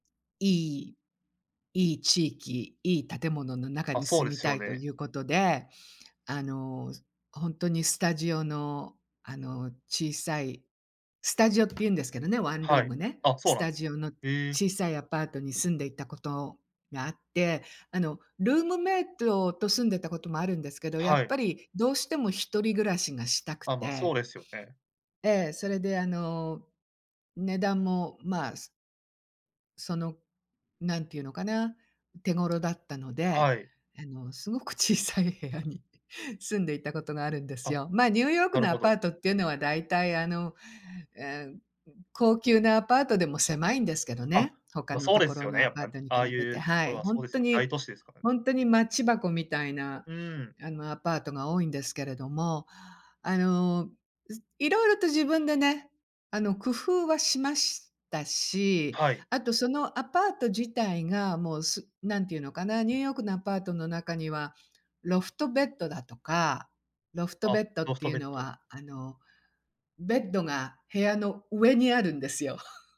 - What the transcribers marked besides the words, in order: in English: "スタジオ"; in English: "スタジオ"; other background noise; in English: "スタジオ"; other noise; laughing while speaking: "すごく小さい部屋に"; chuckle
- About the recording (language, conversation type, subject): Japanese, podcast, 狭い部屋を広く感じさせるには、どんな工夫をすればよいですか？